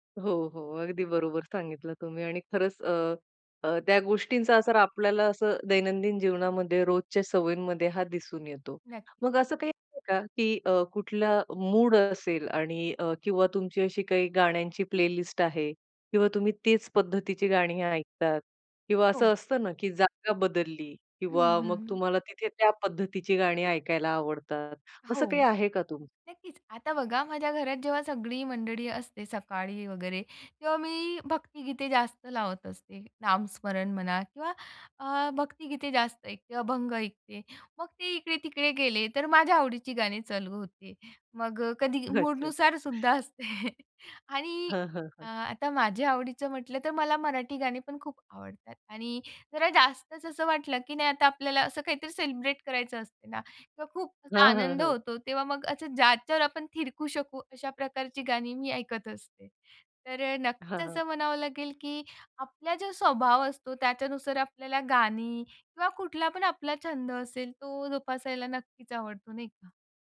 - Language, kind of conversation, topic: Marathi, podcast, रोजच्या आयुष्यात हा छंद कसा बसतो?
- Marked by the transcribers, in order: tapping; in English: "प्लेलिस्ट"; chuckle; other background noise